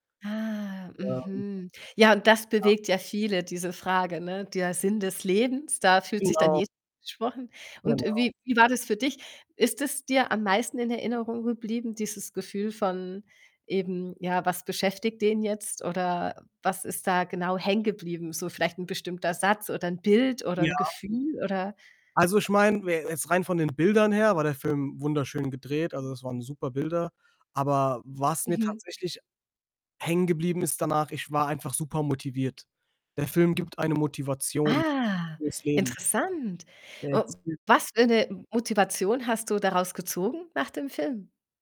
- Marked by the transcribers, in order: drawn out: "Ah"; distorted speech; drawn out: "Ah"
- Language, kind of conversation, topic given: German, podcast, Welcher Film hat dich besonders bewegt?